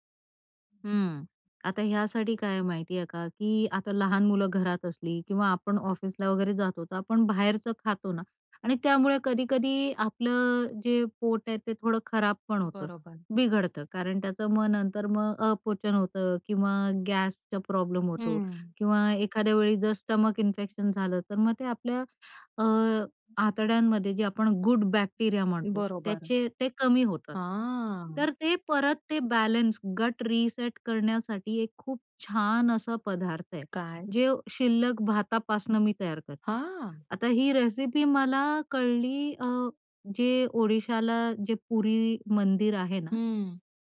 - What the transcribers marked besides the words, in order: other background noise; in English: "स्टमक इन्फेक्शन"; drawn out: "हां"; in English: "गुड बॅक्टेरिया"; in English: "बॅलन्स, गट रीसेट"; surprised: "हां"; in English: "रेसिपी"
- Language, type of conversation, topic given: Marathi, podcast, फ्रिजमध्ये उरलेले अन्नपदार्थ तुम्ही सर्जनशीलपणे कसे वापरता?